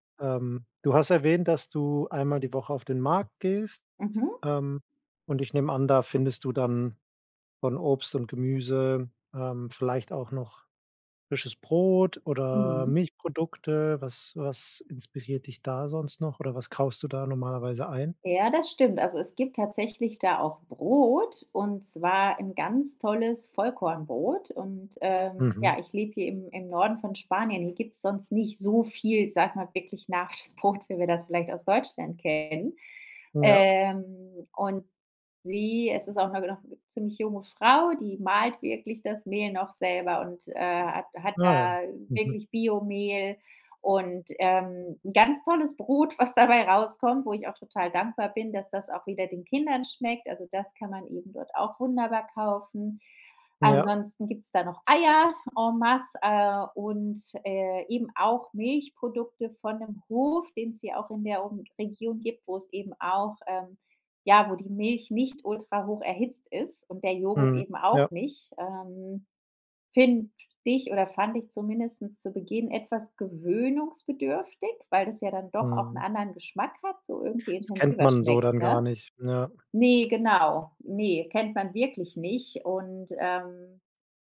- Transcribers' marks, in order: in French: "en masse"; "zumindest" said as "zumindestens"
- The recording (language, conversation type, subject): German, podcast, Wie planst du deine Ernährung im Alltag?